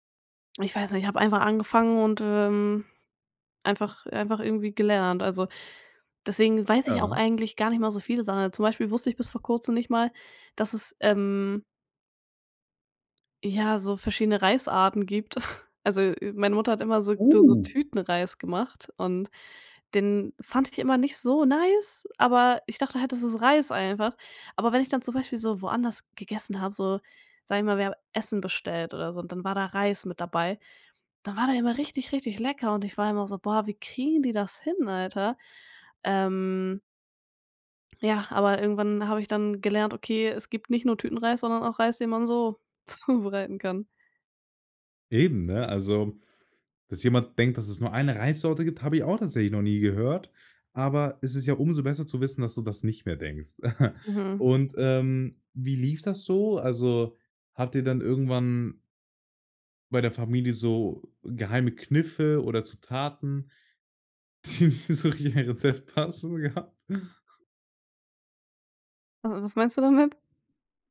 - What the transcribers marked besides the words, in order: chuckle; surprised: "Uh"; in English: "nice"; laughing while speaking: "zubereiten"; chuckle; laughing while speaking: "die nicht so richtig in ein Rezept passen, gehabt?"; joyful: "Also, was meinst du damit?"
- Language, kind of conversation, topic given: German, podcast, Wie gebt ihr Familienrezepte und Kochwissen in eurer Familie weiter?